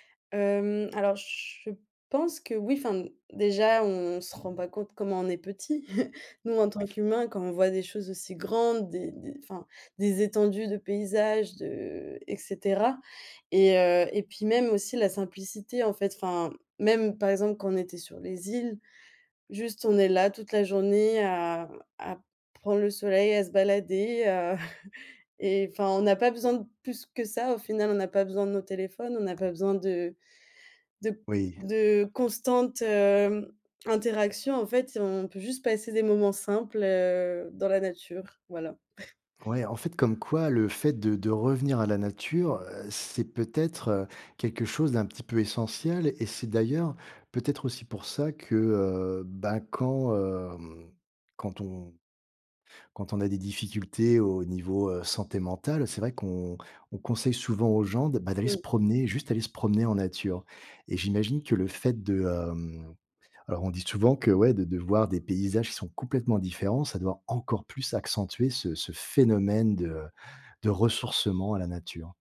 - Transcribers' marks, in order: tapping; chuckle; chuckle; chuckle; stressed: "encore"
- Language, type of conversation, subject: French, podcast, Quel est le voyage le plus inoubliable que tu aies fait ?